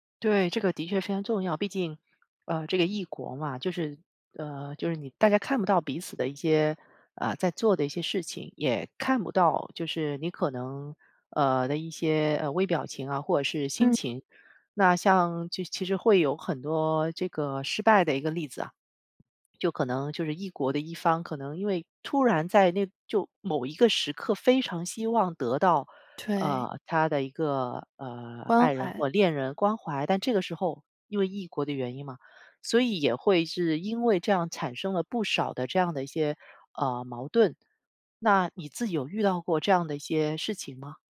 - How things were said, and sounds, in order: other background noise; "对" said as "退"
- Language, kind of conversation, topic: Chinese, podcast, 在爱情里，信任怎么建立起来？